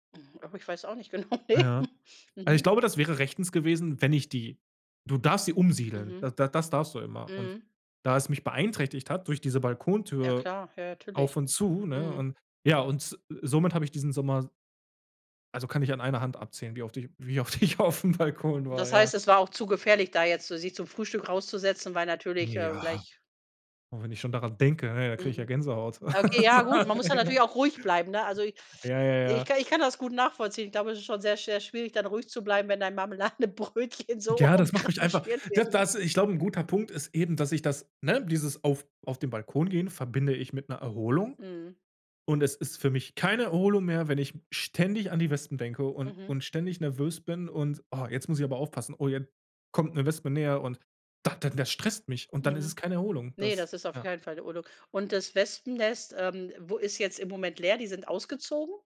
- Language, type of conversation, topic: German, podcast, Wie erholst du dich in der Natur oder an der frischen Luft?
- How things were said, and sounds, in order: laughing while speaking: "genau, ne"; other background noise; laugh; laughing while speaking: "auf 'm Balkon war, ja"; laugh; unintelligible speech; laughing while speaking: "Marmeladenbrötchen so umkre schwirt wird, ne?"; stressed: "keine"; unintelligible speech